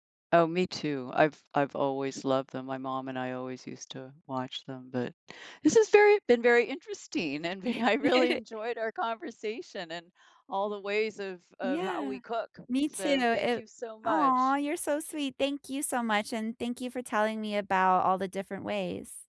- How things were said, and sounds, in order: giggle; laughing while speaking: "ve I really"
- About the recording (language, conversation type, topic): English, unstructured, What is something surprising about the way we cook today?
- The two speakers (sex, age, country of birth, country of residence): female, 30-34, United States, United States; female, 65-69, United States, United States